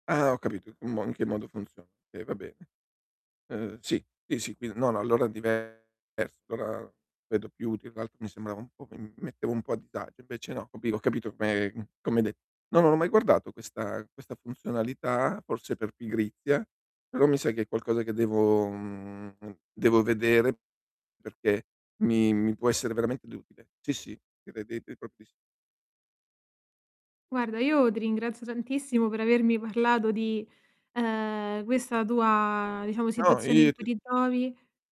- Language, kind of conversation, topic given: Italian, advice, Come posso prepararmi alle spese impreviste e raggiungere i miei obiettivi finanziari?
- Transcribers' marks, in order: other background noise; distorted speech; "sì" said as "ì"; drawn out: "mhmm"; "utile" said as "dutile"; static; "trovi" said as "tovi"